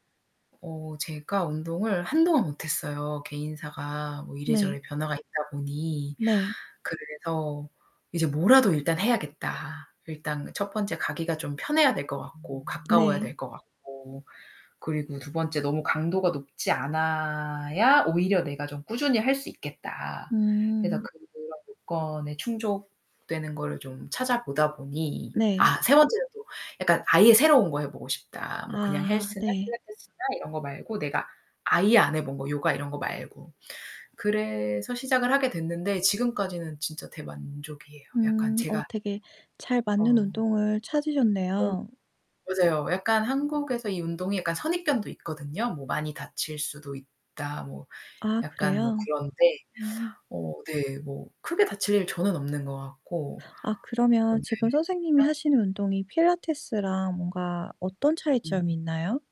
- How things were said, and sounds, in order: other background noise; distorted speech; alarm
- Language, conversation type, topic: Korean, unstructured, 운동을 하면서 느낀 가장 큰 기쁨은 무엇인가요?